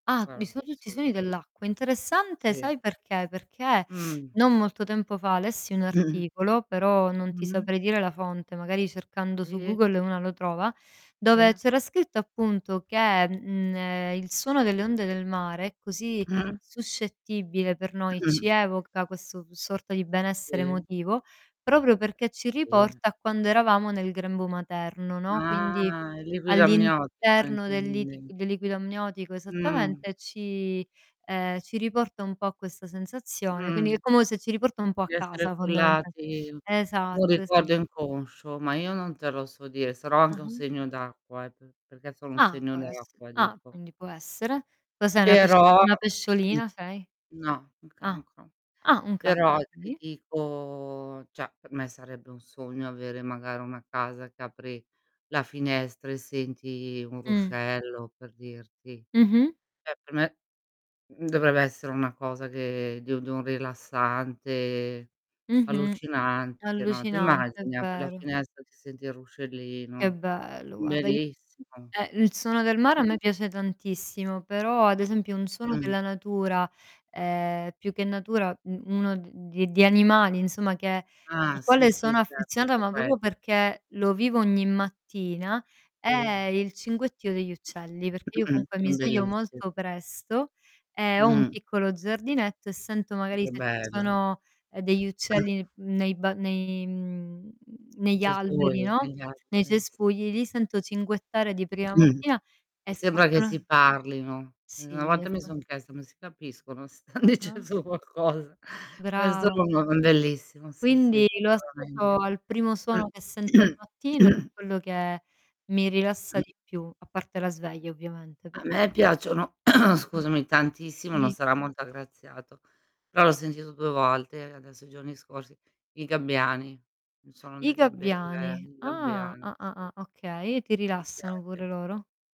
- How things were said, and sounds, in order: "Guarda" said as "guara"; unintelligible speech; throat clearing; distorted speech; "Sì" said as "ì"; "Sì" said as "ì"; throat clearing; static; other background noise; "come" said as "como"; mechanical hum; tapping; throat clearing; drawn out: "dico"; "cioè" said as "ceh"; "Cioè" said as "ceh"; "proprio" said as "propo"; throat clearing; cough; throat clearing; laughing while speaking: "stan dicendo qualcosa?"; unintelligible speech; throat clearing; unintelligible speech; throat clearing
- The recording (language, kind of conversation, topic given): Italian, unstructured, Qual è il suono della natura che ti rilassa di più?